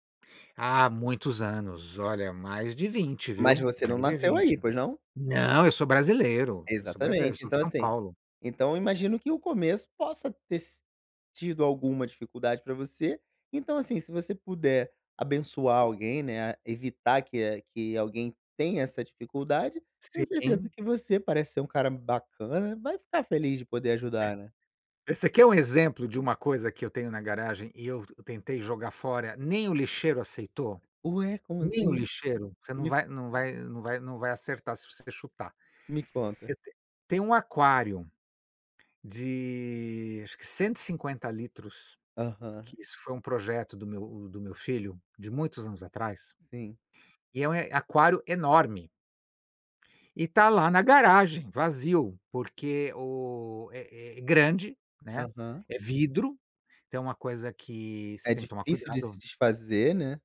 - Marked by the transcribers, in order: none
- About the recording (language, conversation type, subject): Portuguese, advice, Como posso começar a reduzir as minhas posses?